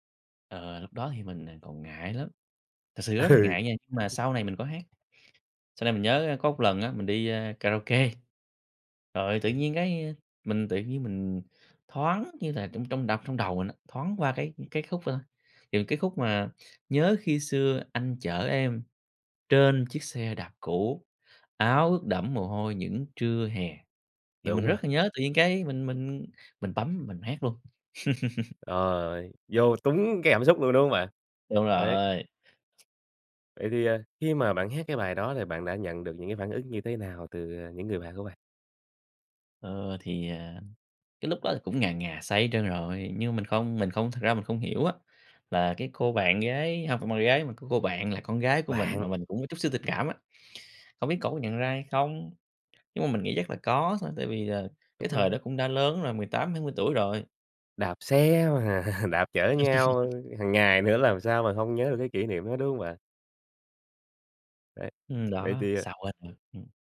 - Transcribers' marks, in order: other background noise; tapping; laugh; laughing while speaking: "mà"; laugh
- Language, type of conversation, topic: Vietnamese, podcast, Bài hát nào luôn chạm đến trái tim bạn mỗi khi nghe?